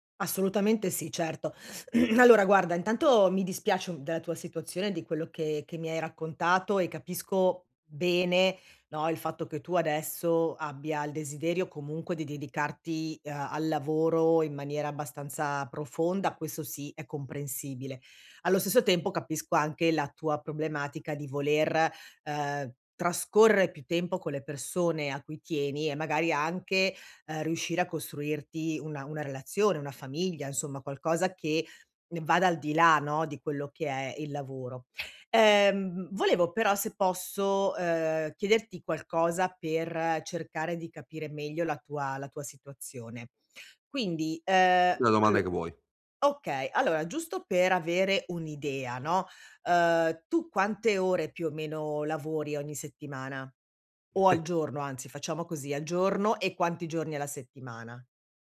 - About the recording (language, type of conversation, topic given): Italian, advice, Come posso bilanciare lavoro e vita personale senza rimpianti?
- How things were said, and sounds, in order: throat clearing; chuckle